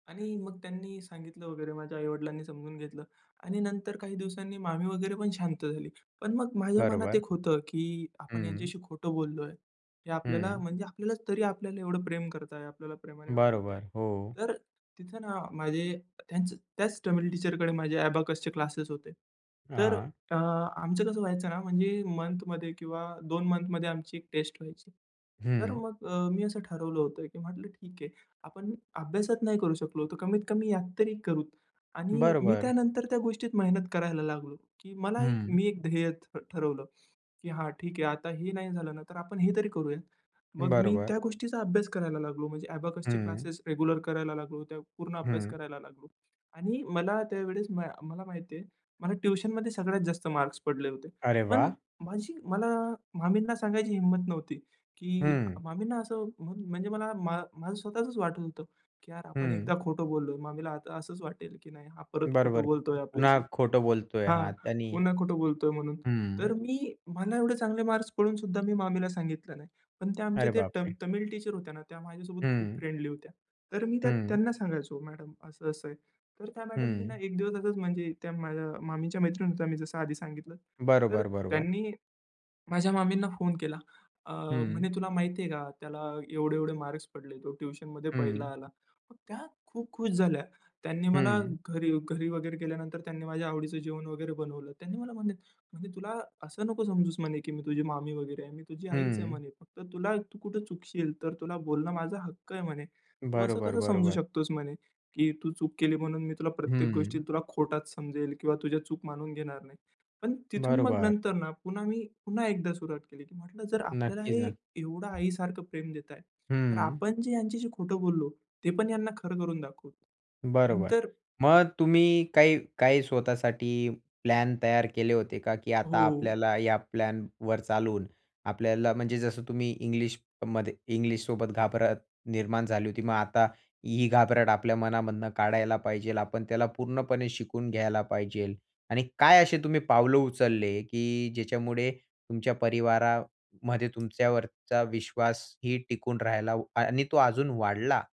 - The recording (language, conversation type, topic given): Marathi, podcast, तुम्ही कधी स्वतःच्या चुका मान्य करून पुन्हा नव्याने सुरुवात केली आहे का?
- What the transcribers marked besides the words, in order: tapping; in English: "टीचर"; in English: "अबॅकस"; in English: "अबॅकस"; in English: "रेग्युलर"; other noise; in English: "टीचर"; surprised: "अरे बापरे!"; in English: "फ्रेंडली"; "पाहिजे" said as "पाहिजेल"; "पाहिजे" said as "पाहिजेल"